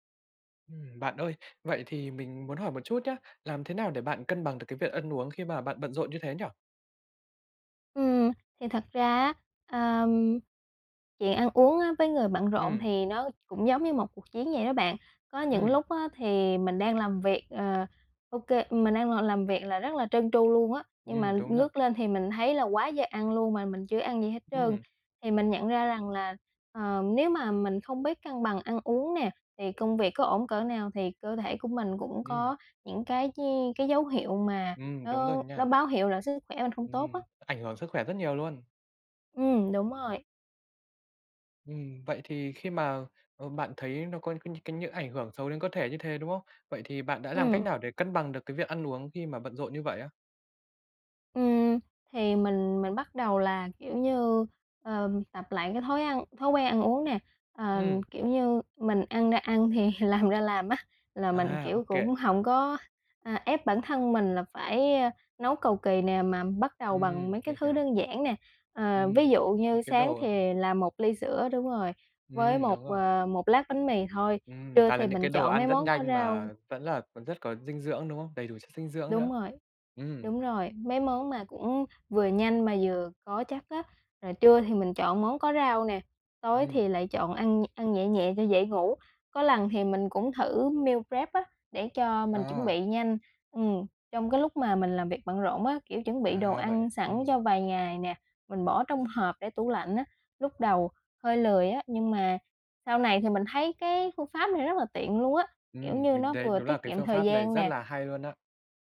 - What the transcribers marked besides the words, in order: laughing while speaking: "thì làm ra làm á"; background speech; in English: "meal prep"
- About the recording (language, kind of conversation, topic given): Vietnamese, podcast, Làm sao để cân bằng chế độ ăn uống khi bạn bận rộn?
- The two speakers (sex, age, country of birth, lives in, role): female, 20-24, Vietnam, Vietnam, guest; male, 20-24, Vietnam, Vietnam, host